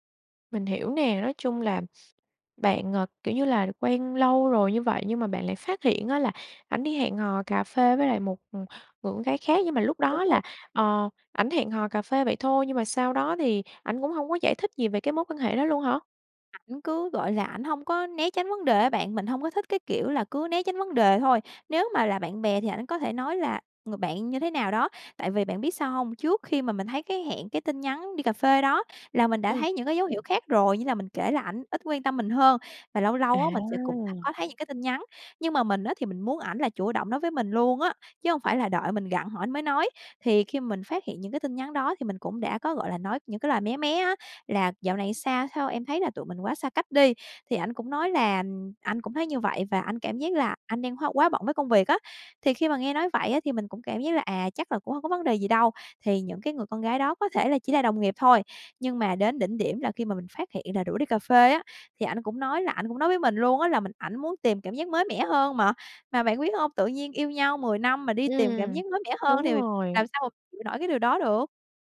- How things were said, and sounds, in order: tapping; other background noise; unintelligible speech
- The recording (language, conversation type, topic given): Vietnamese, advice, Làm sao để vượt qua cảm giác chật vật sau chia tay và sẵn sàng bước tiếp?